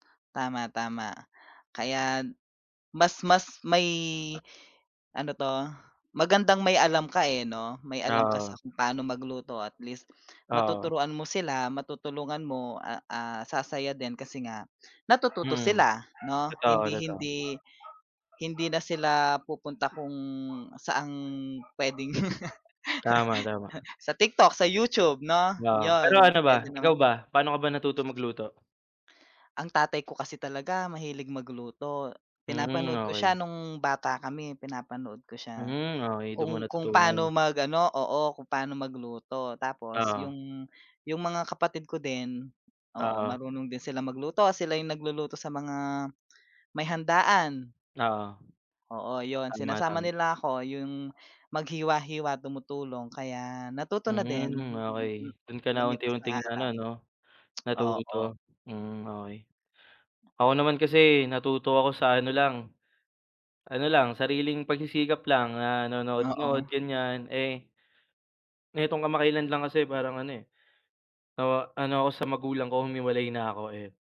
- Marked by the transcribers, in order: tapping; dog barking; laugh; tongue click
- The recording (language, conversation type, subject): Filipino, unstructured, Paano nakakatulong ang pagluluto sa iyong pang-araw-araw na buhay?